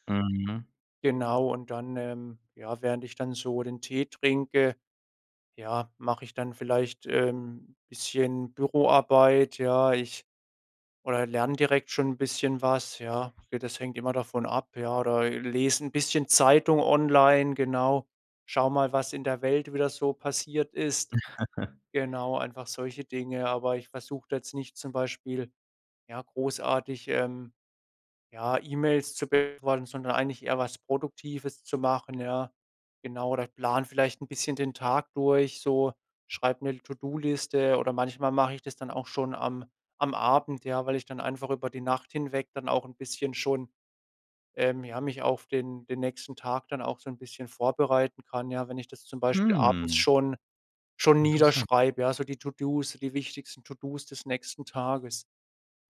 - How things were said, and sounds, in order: other background noise; chuckle
- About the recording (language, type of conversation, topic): German, podcast, Wie schaltest du beim Schlafen digital ab?